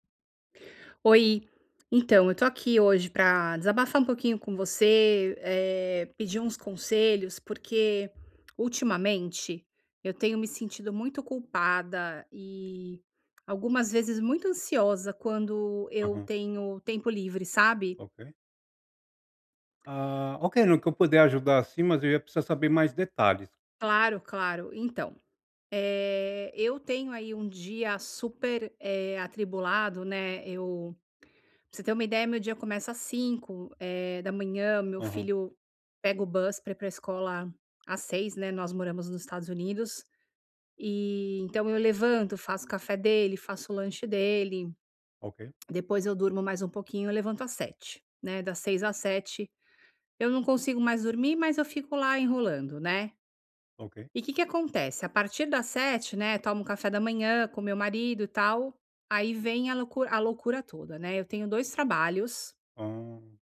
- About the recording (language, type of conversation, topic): Portuguese, advice, Por que me sinto culpado ou ansioso ao tirar um tempo livre?
- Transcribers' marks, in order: tapping; other background noise; in English: "bus"